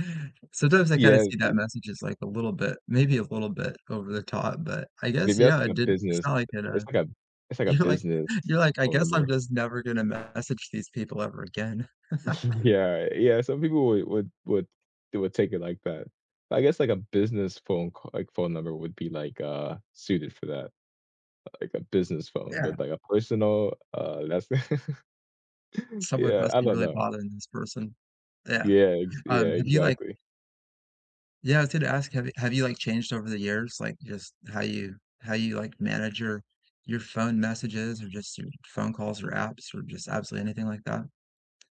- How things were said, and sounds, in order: laughing while speaking: "You're like"; chuckle; laugh; chuckle; other background noise; tapping
- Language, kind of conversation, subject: English, unstructured, Should you answer messages at night, or protect your off hours?
- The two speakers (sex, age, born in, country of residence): male, 20-24, United States, United States; male, 40-44, United States, United States